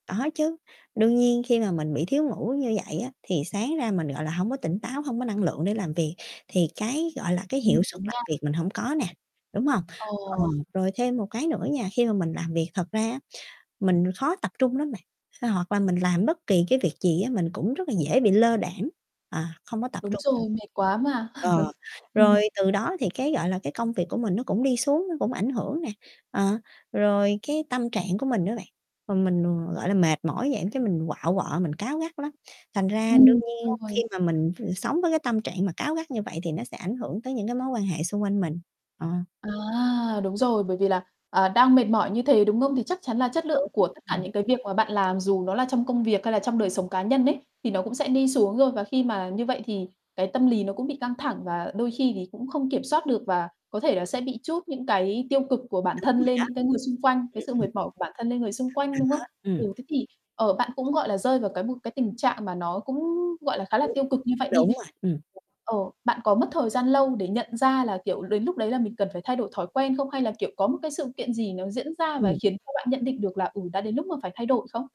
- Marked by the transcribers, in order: static; distorted speech; unintelligible speech; tapping; chuckle; other background noise; other noise
- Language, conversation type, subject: Vietnamese, podcast, Làm sao bạn giữ được động lực khi muốn thay đổi thói quen?